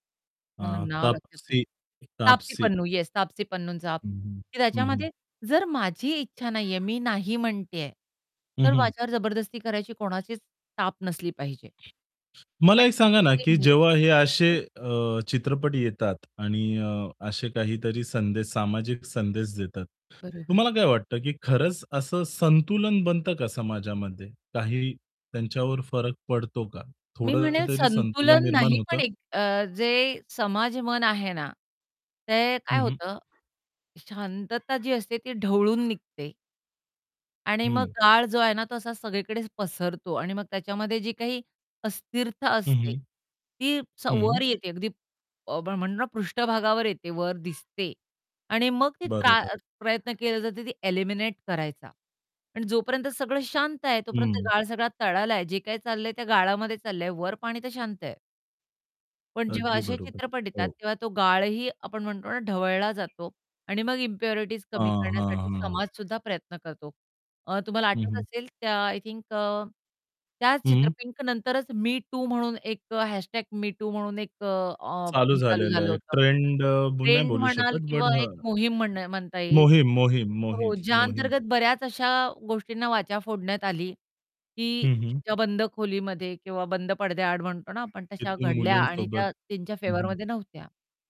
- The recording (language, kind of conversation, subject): Marathi, podcast, सामाजिक संदेश असलेला चित्रपट कथानक आणि मनोरंजन यांचा समतोल राखून कसा घडवाल?
- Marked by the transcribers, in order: other background noise; distorted speech; static; bird; unintelligible speech; tapping; in English: "फेवरमध्ये"